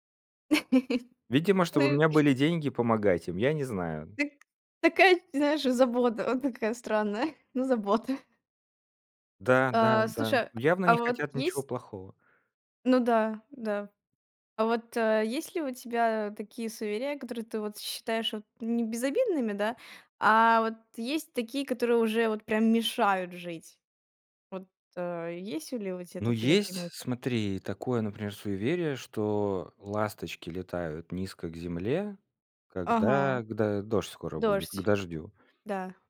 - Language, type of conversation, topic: Russian, podcast, Какие бытовые суеверия до сих пор живы в вашей семье?
- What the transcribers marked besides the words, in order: laugh; laughing while speaking: "Да и"; tapping; other background noise